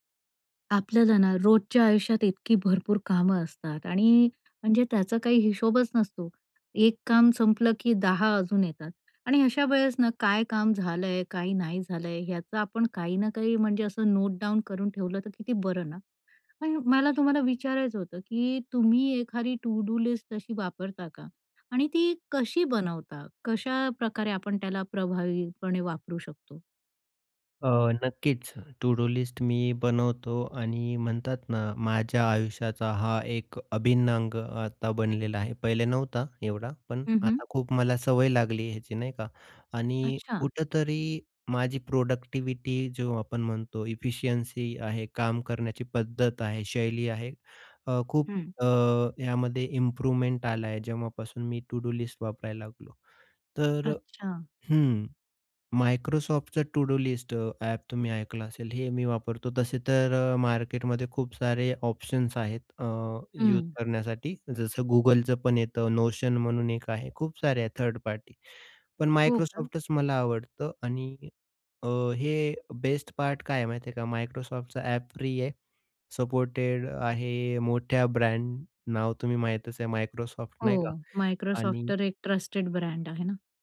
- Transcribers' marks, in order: tapping; other background noise; in English: "नोटडाउन"; in English: "टू-डू लिस्ट"; in English: "टू-डू लिस्ट"; in English: "प्रोडक्टिविटी"; in English: "इम्प्रूवमेंट"; in English: "टू-डू लिस्ट"; in English: "टू डू लिस्ट"; in English: "ट्रस्टेड"
- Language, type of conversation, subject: Marathi, podcast, प्रभावी कामांची यादी तुम्ही कशी तयार करता?